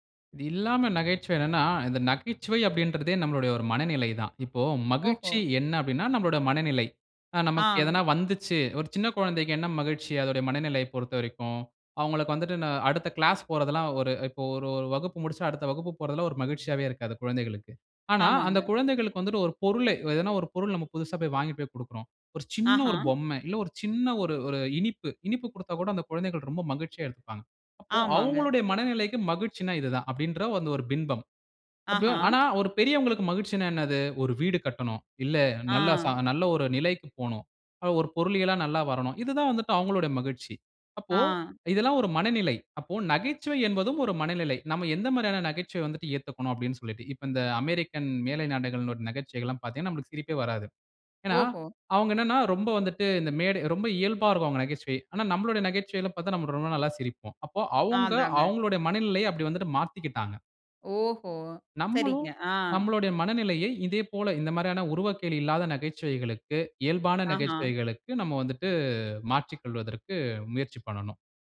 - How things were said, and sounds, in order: none
- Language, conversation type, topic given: Tamil, podcast, மெய்நிகர் உரையாடலில் நகைச்சுவை எப்படி தவறாக எடுத்துக்கொள்ளப்படுகிறது?